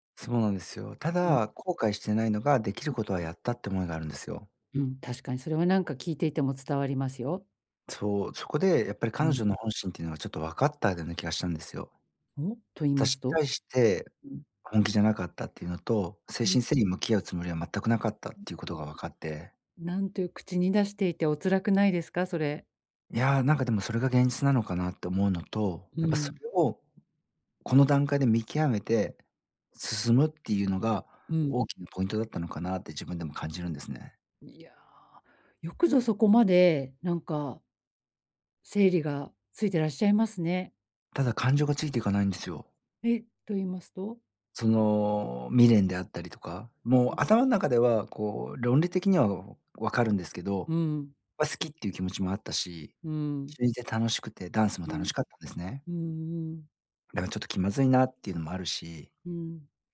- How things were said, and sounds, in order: unintelligible speech; other background noise
- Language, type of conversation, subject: Japanese, advice, 引っ越しで生じた別れの寂しさを、どう受け止めて整理すればいいですか？